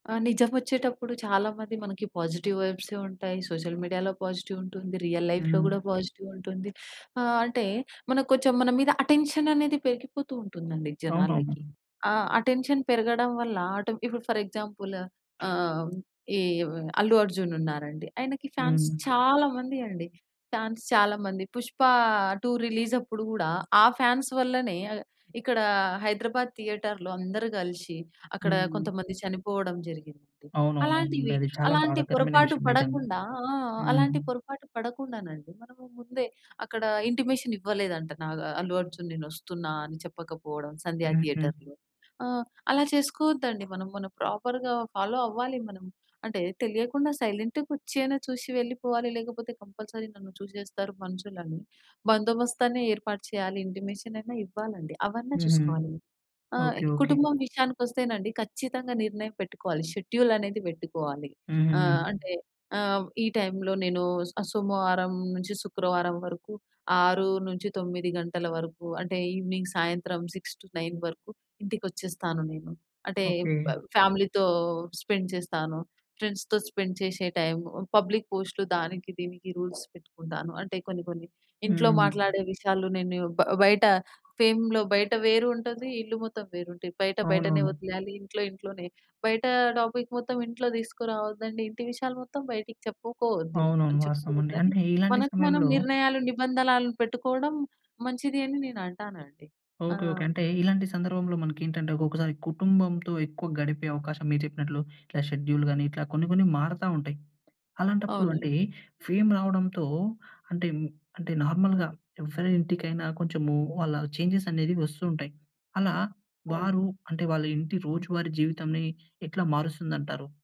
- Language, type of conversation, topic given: Telugu, podcast, కుటుంబ జీవితం, పేరుప్రఖ్యాతుల మధ్య సమతౌల్యాన్ని మీరు ఎలా కాపాడుకుంటారు?
- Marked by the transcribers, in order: in English: "పాజిటివ్"; in English: "సోషల్ మీడియాలో పాజిటివ్"; in English: "రియల్ లైఫ్‌లో"; in English: "పాజిటివ్"; in English: "అటెన్షన్"; in English: "అటెన్షన్"; in English: "ఫర్ ఎక్సాంపుల్"; in English: "ఫాన్స్"; in English: "ఫాన్స్"; in English: "ఫాన్స్"; in English: "థియేటర్‌లో"; in English: "ఇంటిమేషన్"; in English: "ప్రాపర్‌గా ఫాలో"; in English: "సైలెంట్‌గా"; in English: "కంపల్సరీ"; in English: "ఇంటిమేషన్"; in English: "షెడ్యూల్"; in English: "ఇవెనింగ్"; in English: "సిక్స్ టు నైన్"; in English: "ఫ ఫ్యామిలీతో స్పెండ్"; in English: "ఫ్రెండ్స్‌తో స్పెండ్"; in English: "రూల్స్"; in English: "ఫేమ్‌లో"; in English: "టాపిక్"; in English: "షెడ్యూల్"; in English: "ఫేమ్"; in English: "నార్మల్‌గా"; in English: "చేంజెస్"; other background noise